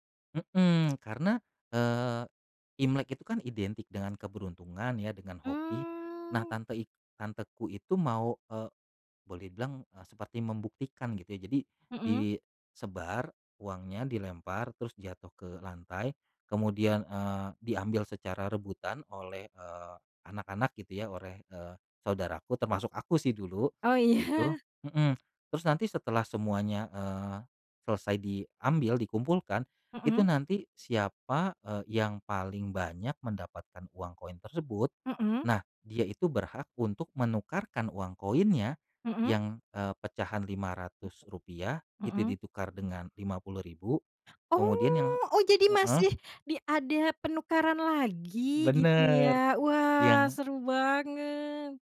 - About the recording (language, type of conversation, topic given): Indonesian, podcast, Apa tradisi keluarga yang paling berkesan bagi kamu, dan bisa kamu ceritakan seperti apa tradisi itu?
- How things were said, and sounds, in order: other background noise; drawn out: "Mmm"; laughing while speaking: "iya"; stressed: "Oh"